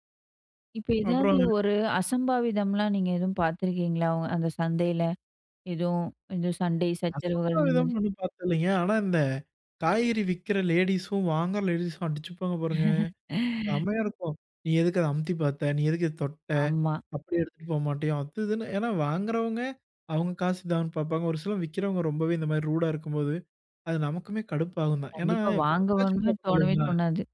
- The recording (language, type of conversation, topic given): Tamil, podcast, அருகிலுள்ள சந்தையில் சின்ன சின்ன பொருட்களை தேடிப் பார்ப்பதில் உங்களுக்கு என்ன மகிழ்ச்சி கிடைக்கிறது?
- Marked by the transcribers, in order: laugh; in English: "ரூடா"